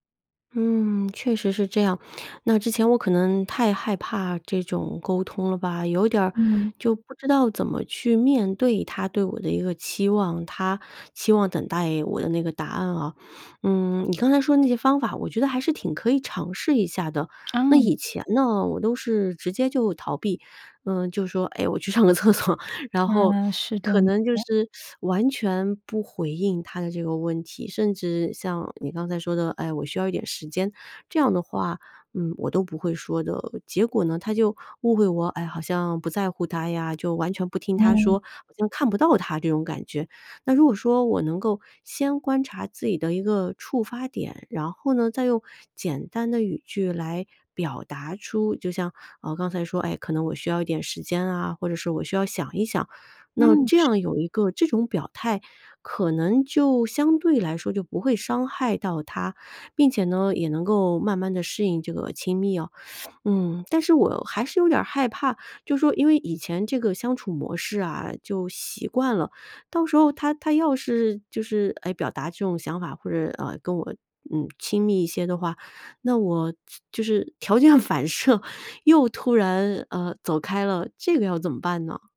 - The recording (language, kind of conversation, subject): Chinese, advice, 为什么我总是反复逃避与伴侣的亲密或承诺？
- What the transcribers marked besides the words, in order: other background noise; laughing while speaking: "我去上个厕所"; teeth sucking; inhale; laughing while speaking: "条件反射"